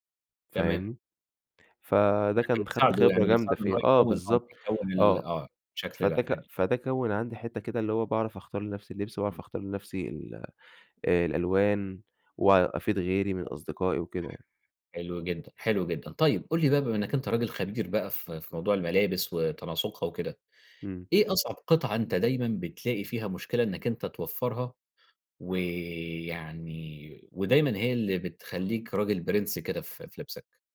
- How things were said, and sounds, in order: tapping; other background noise
- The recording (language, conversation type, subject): Arabic, podcast, إزاي توازن بين الراحة والأناقة في لبسك؟